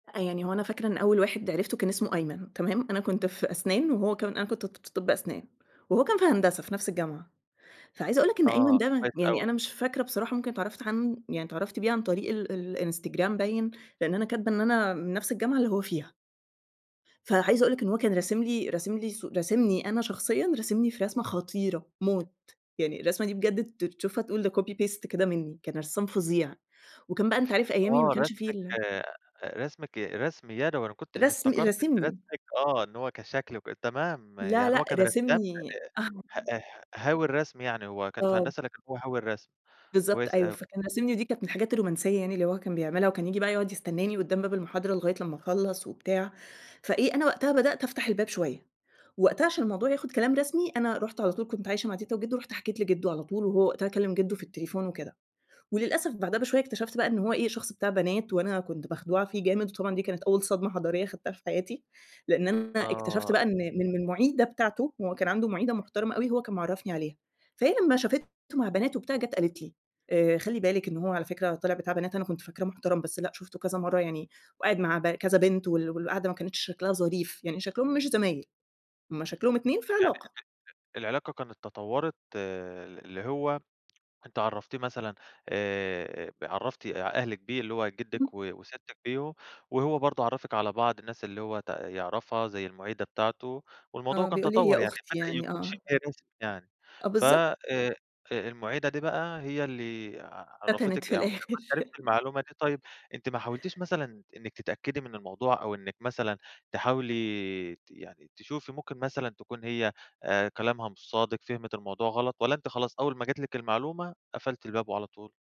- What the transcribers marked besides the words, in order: tapping; in English: "copy paste"; chuckle; other background noise; unintelligible speech; laugh
- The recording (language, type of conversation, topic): Arabic, podcast, إزاي تعرف إن العلاقة ماشية صح؟
- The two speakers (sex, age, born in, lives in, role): female, 30-34, United States, Egypt, guest; male, 25-29, Egypt, Greece, host